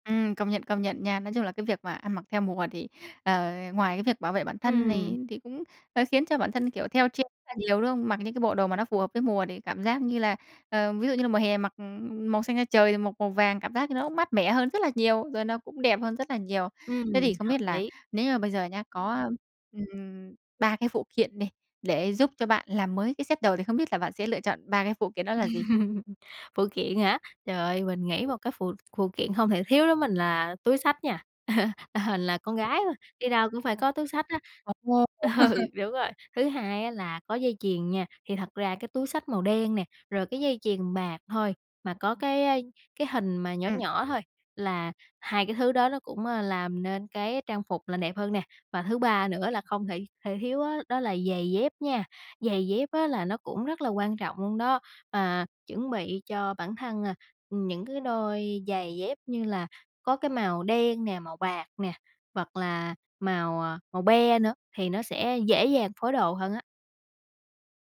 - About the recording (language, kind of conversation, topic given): Vietnamese, podcast, Bạn thường tìm cảm hứng ở đâu khi chọn đồ?
- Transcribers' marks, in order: other background noise; in English: "trend"; tapping; in English: "set"; laugh; laugh; laughing while speaking: "Ừ"; laugh